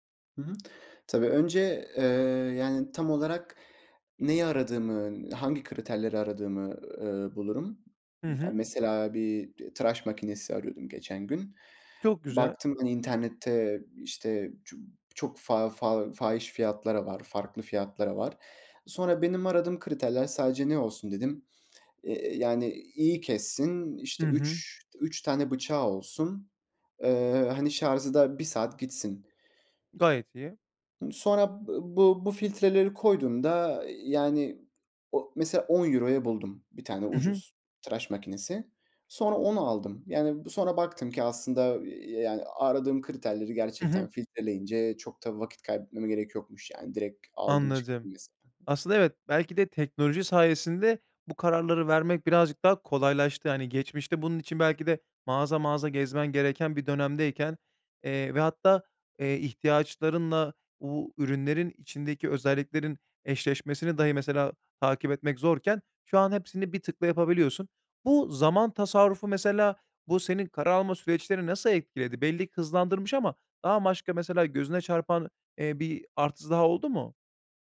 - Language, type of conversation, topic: Turkish, podcast, Seçim yaparken 'mükemmel' beklentisini nasıl kırarsın?
- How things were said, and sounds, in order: tapping; "şarjı" said as "şarzı"; other background noise; "başka" said as "maşka"